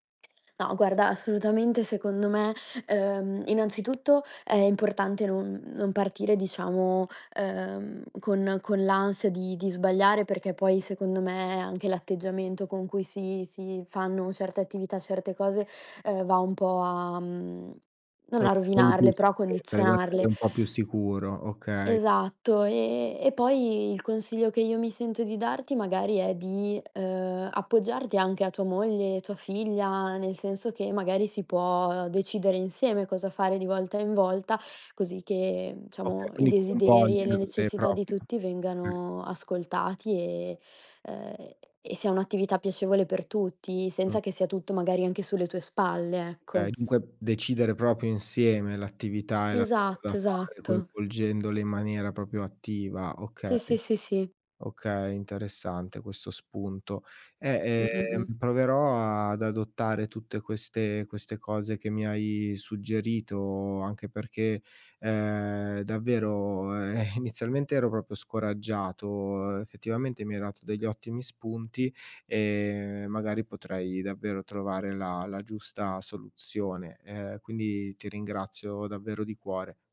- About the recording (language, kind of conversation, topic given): Italian, advice, In che modo il lavoro sta prendendo il sopravvento sulla tua vita familiare?
- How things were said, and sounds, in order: "diciamo" said as "ciamo"; "proprio" said as "propio"; "Okay" said as "kay"; "proprio" said as "propio"; "proprio" said as "propio"; laughing while speaking: "e"; "proprio" said as "propio"